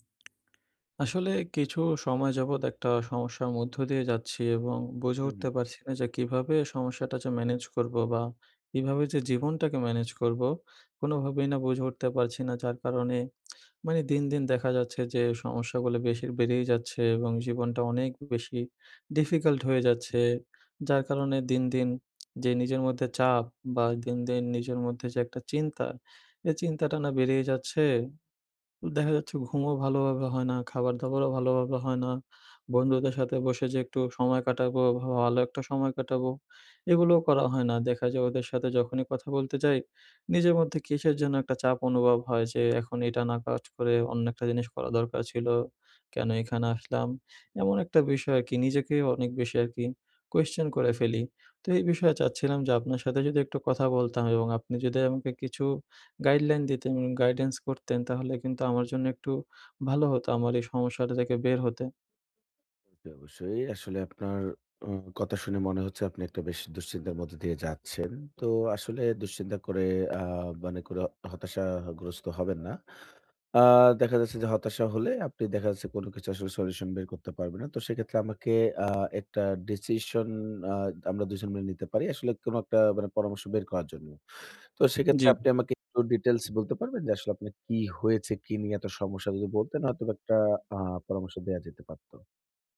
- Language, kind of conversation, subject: Bengali, advice, সময় ও অগ্রাধিকার নির্ধারণে সমস্যা
- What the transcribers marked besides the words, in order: tapping; other background noise